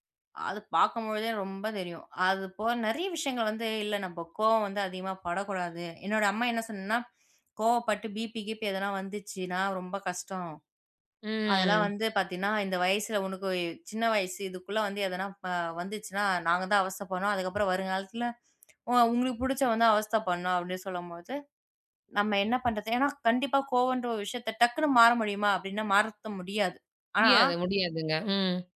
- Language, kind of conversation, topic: Tamil, podcast, கோபம் வந்தால் அதை எப்படி கையாளுகிறீர்கள்?
- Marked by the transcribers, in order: in English: "பீபி, கிபி"; drawn out: "ம்"; "மாத்த" said as "மாறத்த"